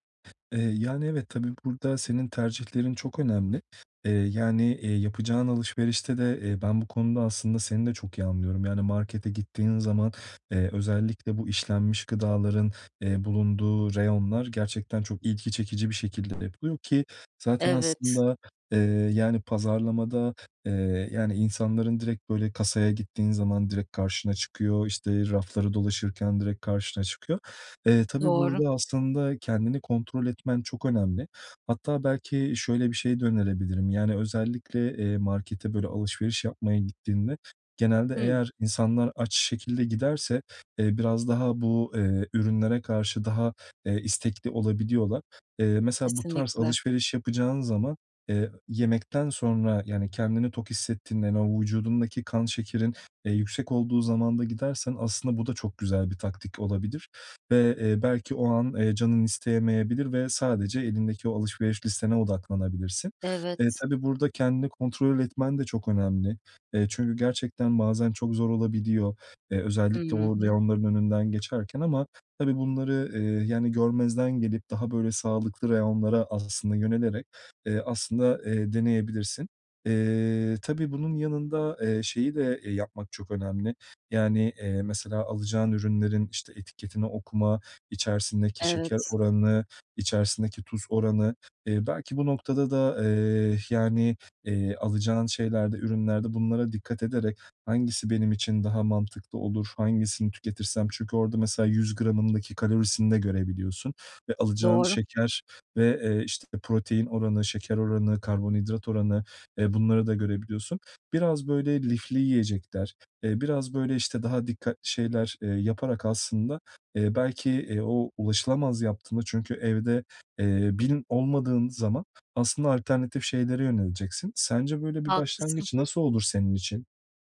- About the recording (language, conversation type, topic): Turkish, advice, Sağlıklı atıştırmalık seçerken nelere dikkat etmeli ve porsiyon miktarını nasıl ayarlamalıyım?
- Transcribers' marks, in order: other background noise